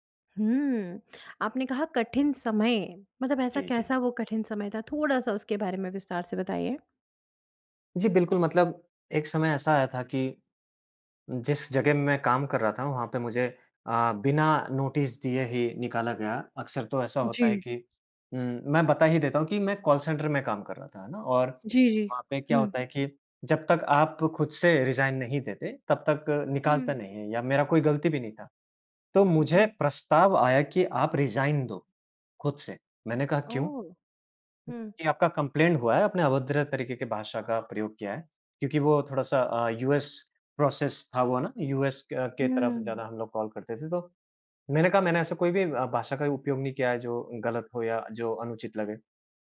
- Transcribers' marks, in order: in English: "रिज़ाइन"; in English: "रिज़ाइन"; surprised: "ओह!"; in English: "यूएस प्रोसेस"; in English: "यूएस"
- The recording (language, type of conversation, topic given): Hindi, podcast, ज़िंदगी के किस मोड़ पर संगीत ने आपको संभाला था?